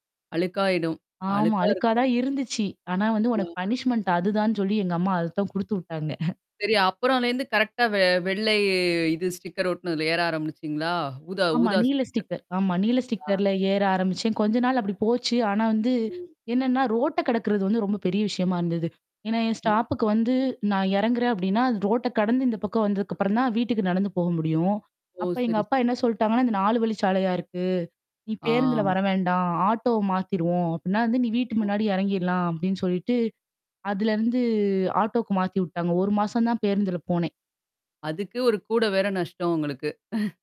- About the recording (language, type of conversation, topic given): Tamil, podcast, பயணத்தின் போது உங்கள் பையைத் தொலைத்த அனுபவம் ஏதேனும் இருக்கிறதா?
- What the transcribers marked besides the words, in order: static; distorted speech; "அ" said as "வ"; in English: "பனிஷ்மென்ட்"; in English: "கரெக்ட்டா"; tapping; in English: "ஸ்டிக்கர்"; in English: "ஸ்டிக்கர்"; in English: "ஸ்டிக்கர்"; in English: "ஸ்டிக்கர்ல"; put-on voice: "ம்"; other background noise; drawn out: "ஆ"; mechanical hum; drawn out: "அதுலருந்து"; chuckle